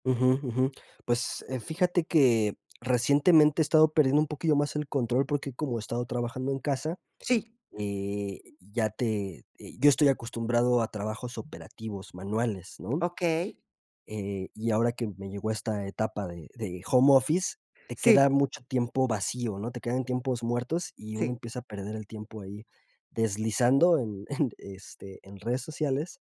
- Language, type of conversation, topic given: Spanish, podcast, ¿Qué opinas de las redes sociales en la vida cotidiana?
- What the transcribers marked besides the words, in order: chuckle